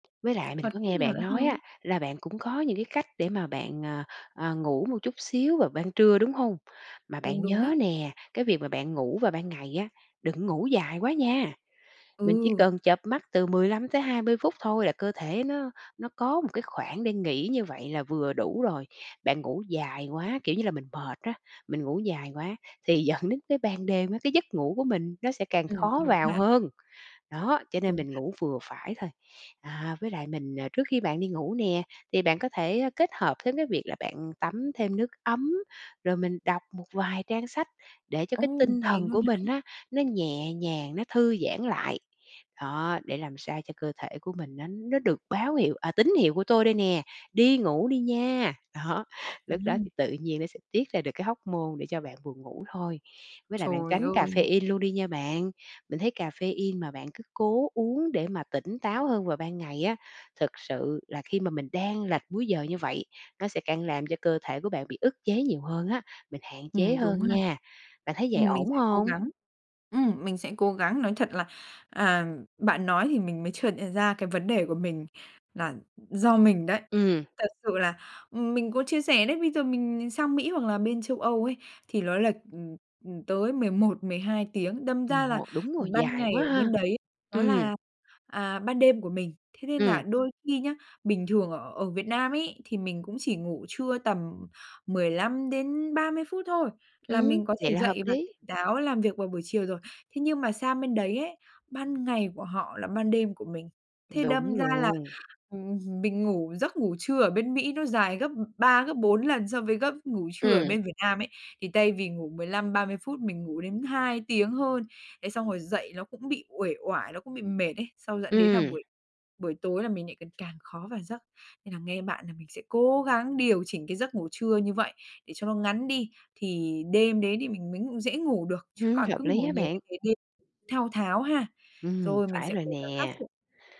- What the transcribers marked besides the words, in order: tapping; unintelligible speech
- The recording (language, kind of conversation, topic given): Vietnamese, advice, Làm thế nào để khắc phục rối loạn giấc ngủ sau chuyến bay lệch múi giờ?